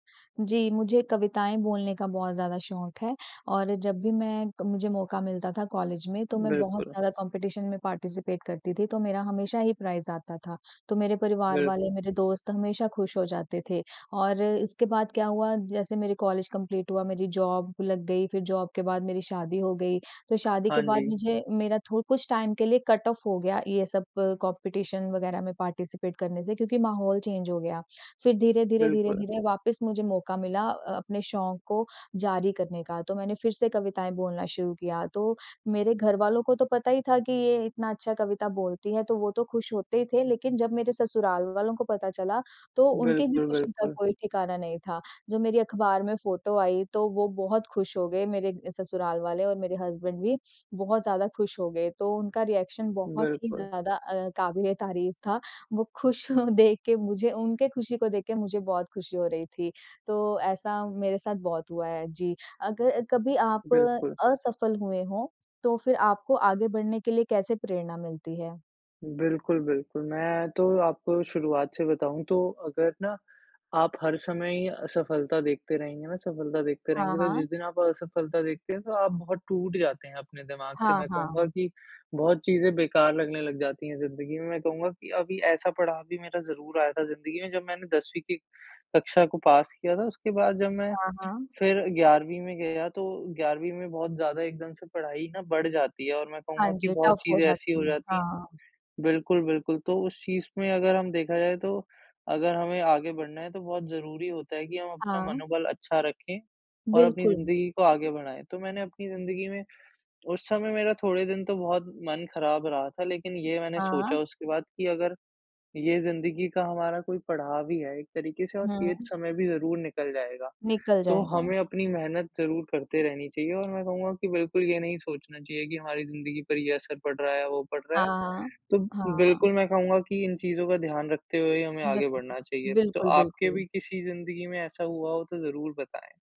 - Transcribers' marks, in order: in English: "कॉम्पिटिशन"; in English: "पार्टिसिपेट"; in English: "प्राइज़"; in English: "कंप्लीट"; in English: "जॉब"; in English: "जॉब"; in English: "टाइम"; in English: "कट ऑफ"; in English: "कॉम्पिटिशन"; in English: "पार्टिसिपेट"; in English: "चेंज"; other background noise; in English: "फ़ोटो"; in English: "हसबैंड"; in English: "रिएक्शन"; laughing while speaking: "खुश देख"; in English: "पास"; in English: "टफ़"
- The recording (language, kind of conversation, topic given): Hindi, unstructured, क्या आपको कभी किसी परीक्षा में सफलता मिलने पर खुशी मिली है?